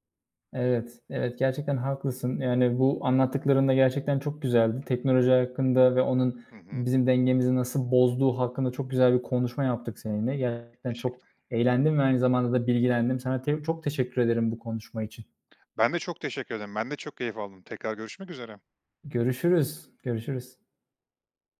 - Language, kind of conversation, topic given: Turkish, podcast, Teknoloji kullanımı dengemizi nasıl bozuyor?
- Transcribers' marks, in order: other noise